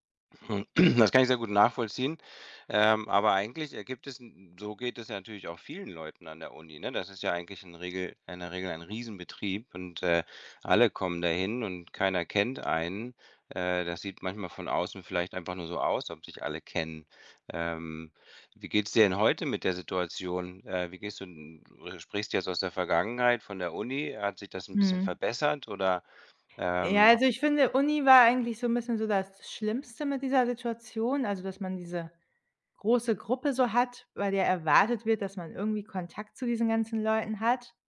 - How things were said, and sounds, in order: throat clearing; other background noise
- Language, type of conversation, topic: German, advice, Wie äußert sich deine soziale Angst bei Treffen oder beim Small Talk?